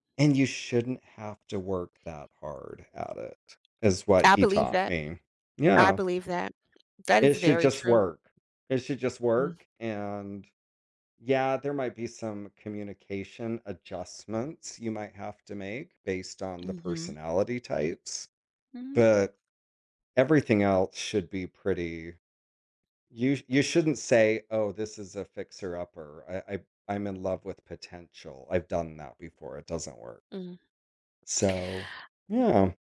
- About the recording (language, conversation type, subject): English, unstructured, How has your understanding of love changed over time?
- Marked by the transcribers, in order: other background noise; tapping